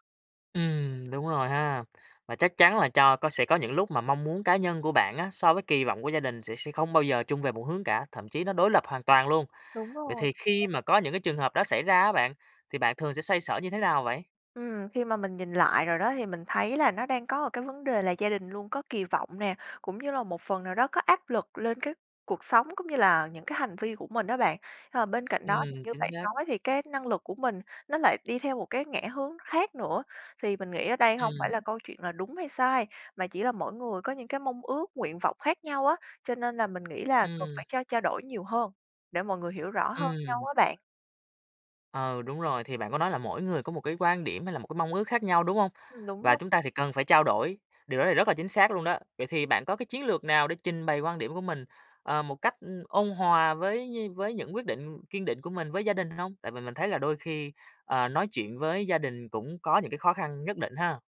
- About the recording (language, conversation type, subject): Vietnamese, podcast, Gia đình ảnh hưởng đến những quyết định quan trọng trong cuộc đời bạn như thế nào?
- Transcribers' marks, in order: other background noise; unintelligible speech; tapping